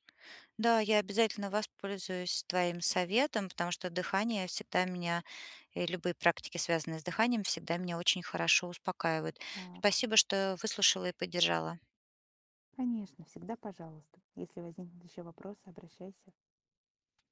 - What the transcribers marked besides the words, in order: other background noise
- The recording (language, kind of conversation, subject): Russian, advice, Как перестать чувствовать себя неловко на вечеринках и легче общаться с людьми?